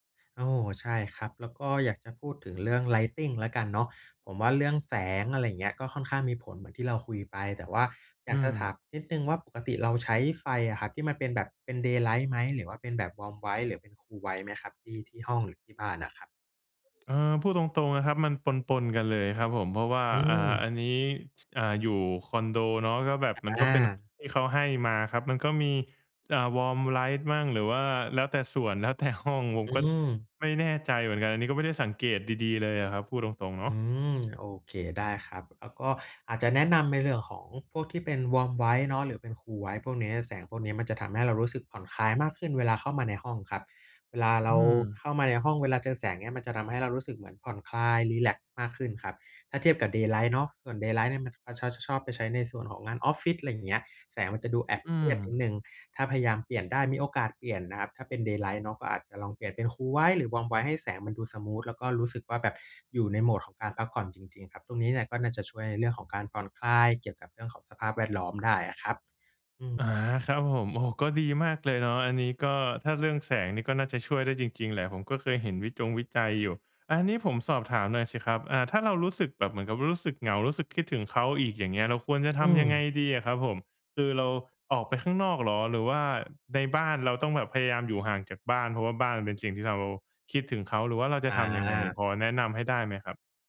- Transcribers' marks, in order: in English: "lighting"; other background noise; in English: "daylight"; in English: "warm white"; in English: "cool white"; tapping; in English: "warm light"; in English: "warm white"; in English: "cool white"; in English: "daylight"; in English: "daylight"; in English: "daylight"; in English: "cool white"; in English: "warm white"
- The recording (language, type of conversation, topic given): Thai, advice, ฉันควรจัดสภาพแวดล้อมรอบตัวอย่างไรเพื่อเลิกพฤติกรรมที่ไม่ดี?